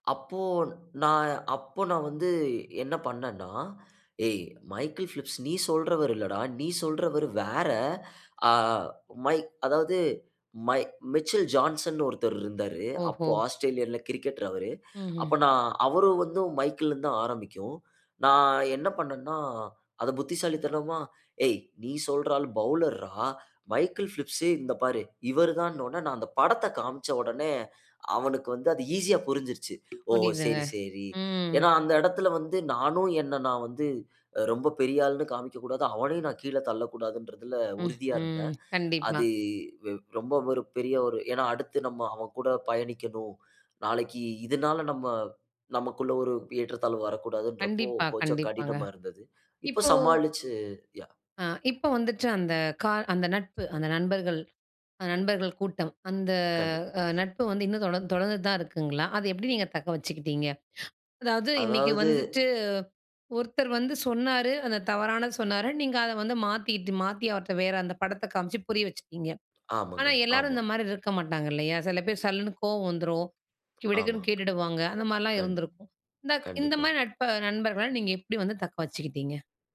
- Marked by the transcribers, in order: in English: "மைக்கேல் பிலிப்ஸ்"; in English: "மிச்சல் ஜான்சன்"; in English: "ஆஸ்திரேலியா"; in English: "கிரிக்கெட்டர்"; in English: "பவுலர்"; drawn out: "அது"; in English: "யா"; other noise; inhale; other background noise; disgusted: "செல பேர் சல்லுன்னு கோவம் வந்துரும்"
- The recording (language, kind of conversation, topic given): Tamil, podcast, புது இடத்தில் நண்பர்களை எப்படி உருவாக்கினீர்கள்?